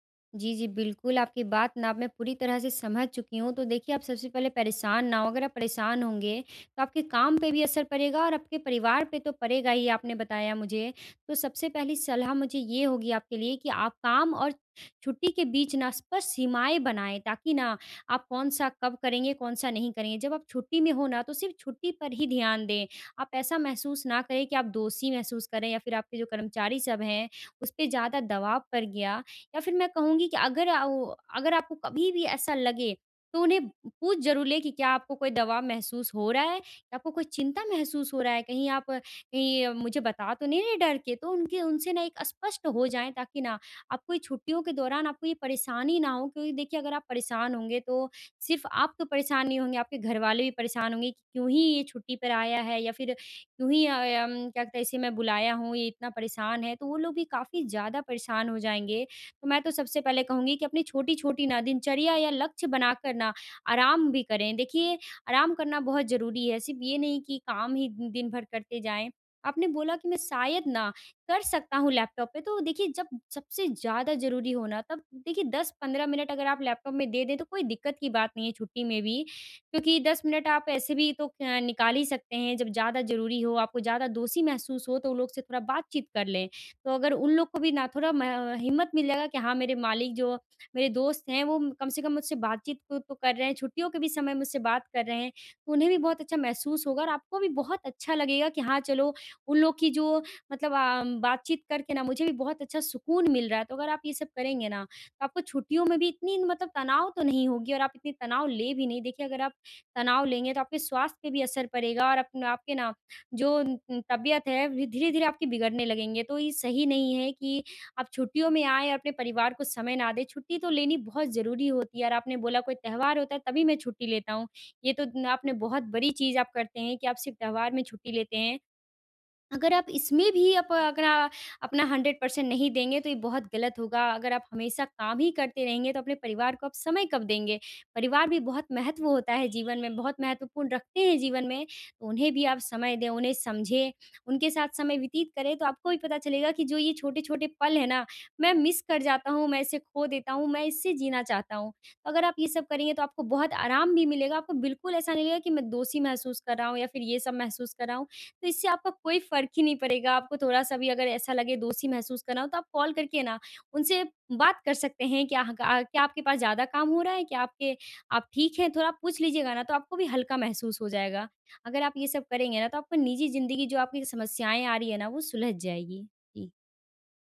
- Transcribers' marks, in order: tapping; horn; in English: "हंड्रेड परसेंट"; in English: "मिस"
- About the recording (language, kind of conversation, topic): Hindi, advice, मैं छुट्टी के दौरान दोषी महसूस किए बिना पूरी तरह आराम कैसे करूँ?